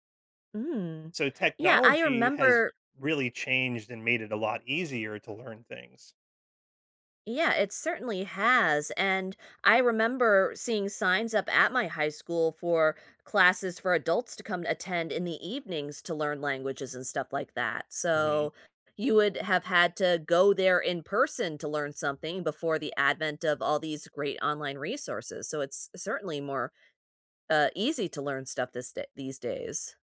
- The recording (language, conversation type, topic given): English, unstructured, What skill should I learn sooner to make life easier?
- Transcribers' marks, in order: tapping